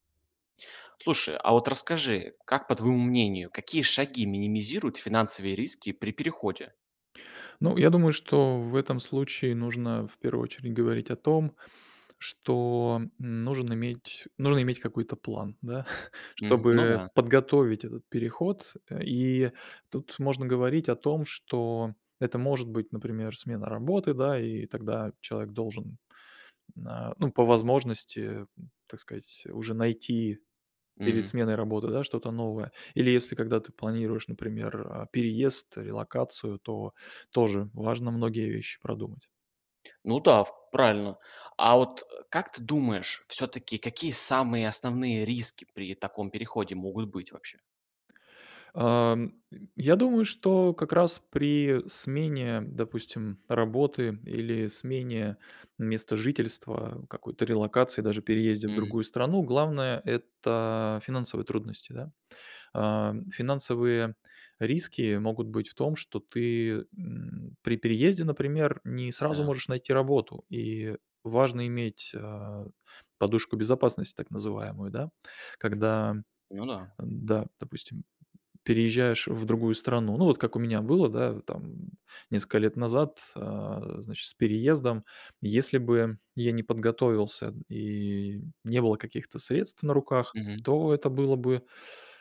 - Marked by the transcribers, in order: chuckle; tapping; other background noise
- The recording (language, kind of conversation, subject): Russian, podcast, Как минимизировать финансовые риски при переходе?